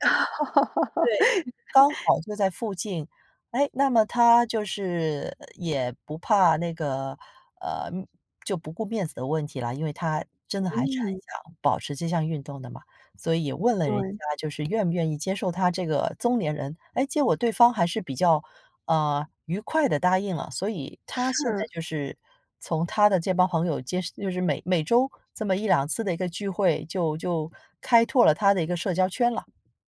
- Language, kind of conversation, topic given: Chinese, podcast, 怎样才能重新建立社交圈？
- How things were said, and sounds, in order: laugh; other background noise